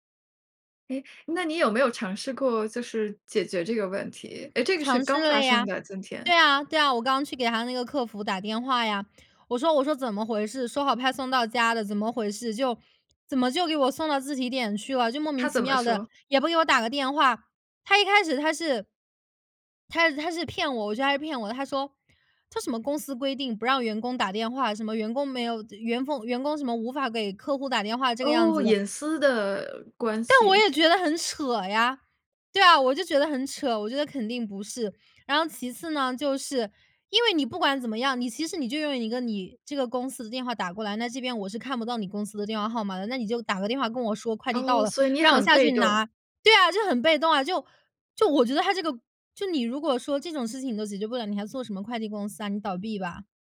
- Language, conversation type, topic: Chinese, podcast, 你有没有遇到过网络诈骗，你是怎么处理的？
- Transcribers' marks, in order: none